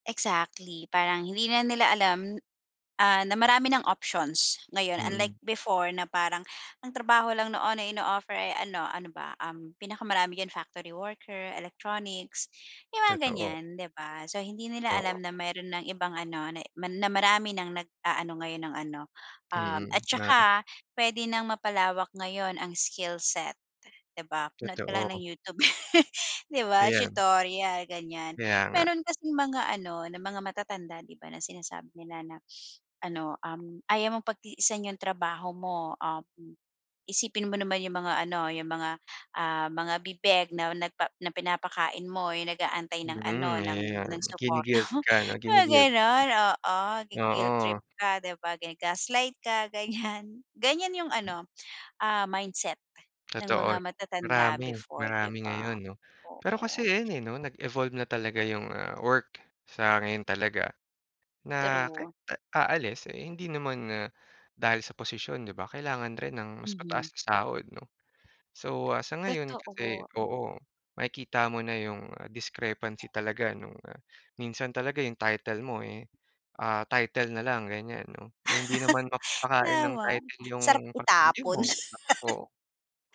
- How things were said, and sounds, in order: chuckle; unintelligible speech; laughing while speaking: "mo"; tapping; alarm; laugh; chuckle
- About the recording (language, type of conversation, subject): Filipino, podcast, Ano ang mga palatandaan na kailangan mo nang magpalit ng trabaho?